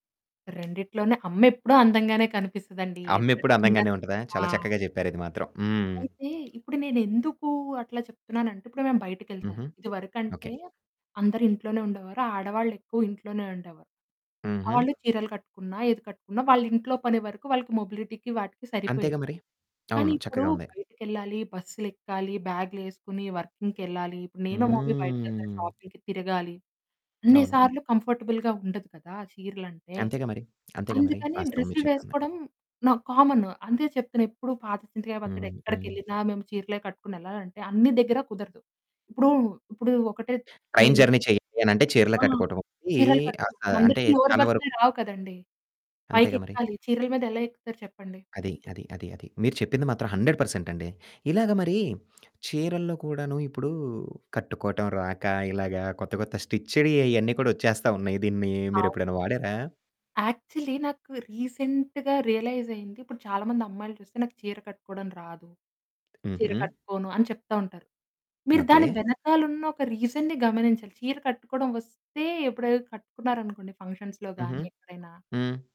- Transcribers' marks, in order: static; other background noise; distorted speech; tapping; in English: "మొబిలిటీకి"; drawn out: "హ్మ్"; in English: "మమ్మీ"; in English: "షాపింగ్‌కి"; in English: "కంఫర్టబుల్‌గా"; in English: "ట్రైన్ జర్నీ"; in English: "లోవర్ బర్త్‌లే"; in English: "స్టిచ్‌డి"; in English: "యాక్చువల్లీ"; in English: "రీసెంట్‌గా"; in English: "రీజన్‌ని"; in English: "ఫంక్షన్స్‌లో"
- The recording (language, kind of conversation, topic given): Telugu, podcast, సాంప్రదాయాన్ని ఆధునికతతో కలిపి అనుసరించడం మీకు ఏ విధంగా ఇష్టం?